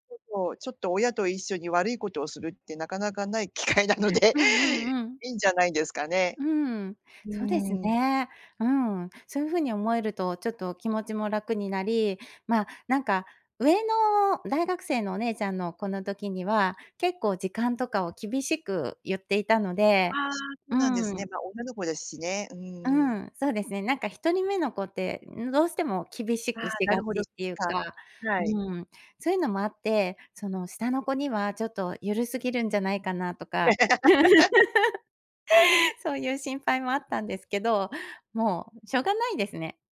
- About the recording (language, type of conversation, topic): Japanese, advice, 休日に生活リズムが乱れて月曜がつらい
- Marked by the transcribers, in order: laughing while speaking: "機会なので"; laugh; chuckle